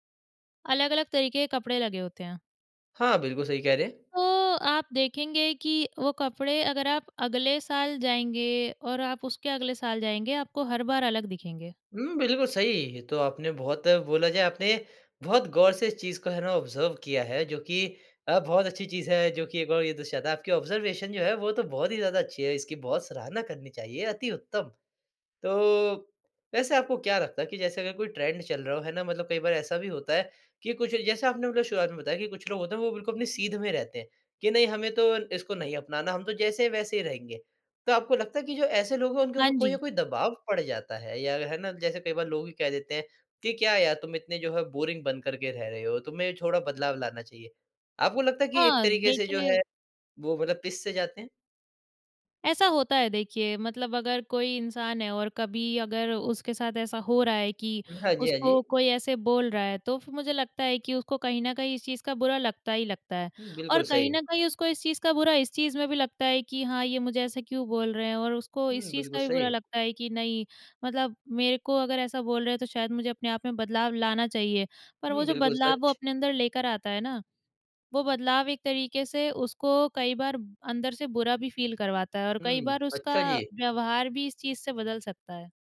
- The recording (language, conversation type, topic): Hindi, podcast, क्या आप चलन के पीछे चलते हैं या अपनी राह चुनते हैं?
- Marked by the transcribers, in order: tapping; in English: "ऑब्ज़र्व"; in English: "ऑब्जर्वेशन"; in English: "ट्रेंड"; in English: "बोरिंग"; in English: "फ़ील"